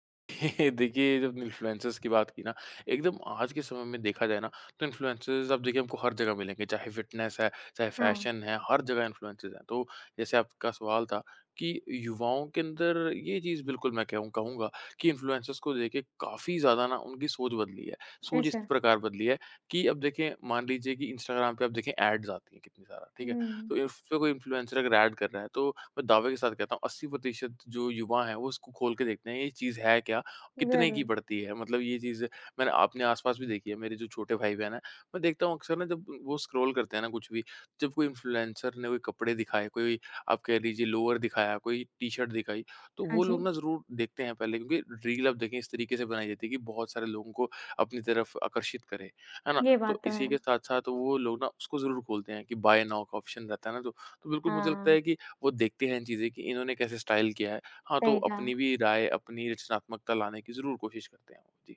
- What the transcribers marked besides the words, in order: chuckle; in English: "इन्फ्लुएंसर्स"; in English: "इन्फ्लुएंसर्स"; in English: "फ़िटनेस"; in English: "इन्फ्लुएंसर्स"; in English: "इन्फ्लुएंसर्स"; in English: "ऐड्स"; other background noise; in English: "इन्फ्लुएंसर"; in English: "ऐड"; in English: "इन्फ्लुएंसर"; in English: "बाय नाउ"; in English: "ऑप्शन"; in English: "स्टाइल"; tapping
- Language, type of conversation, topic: Hindi, podcast, फैशन के रुझानों का पालन करना चाहिए या अपना खुद का अंदाज़ बनाना चाहिए?